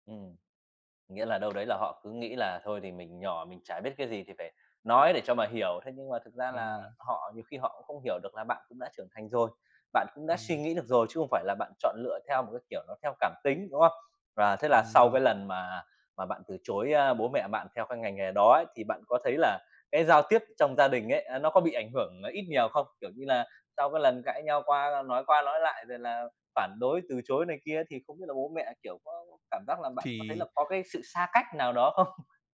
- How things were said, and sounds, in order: tapping
- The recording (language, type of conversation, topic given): Vietnamese, podcast, Khi nào bạn cảm thấy mình nên nói “không” với gia đình?